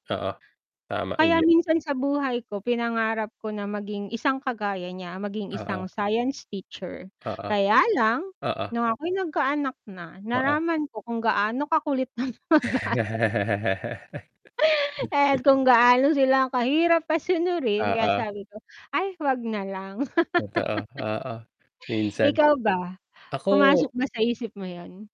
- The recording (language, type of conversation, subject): Filipino, unstructured, Ano ang pinakapaborito mong asignatura sa paaralan?
- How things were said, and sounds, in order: unintelligible speech; static; distorted speech; "nalaman" said as "naraman"; laughing while speaking: "ang mga bata"; laugh; tapping; "At" said as "Et"; laugh; other background noise